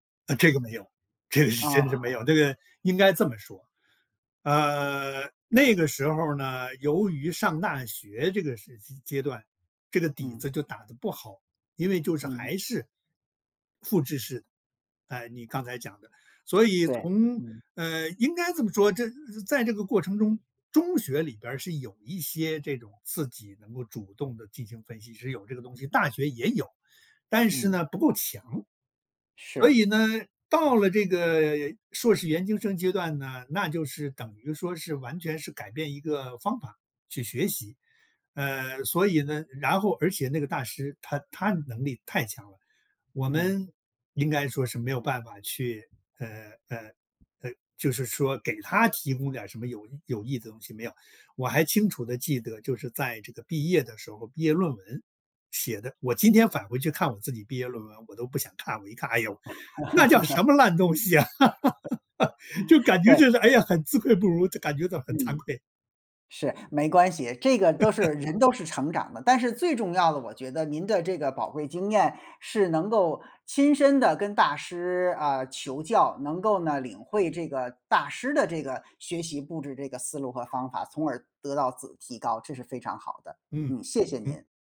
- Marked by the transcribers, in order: other background noise; laugh; laughing while speaking: "就感觉就是"
- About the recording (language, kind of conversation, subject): Chinese, podcast, 怎么把导师的建议变成实际行动？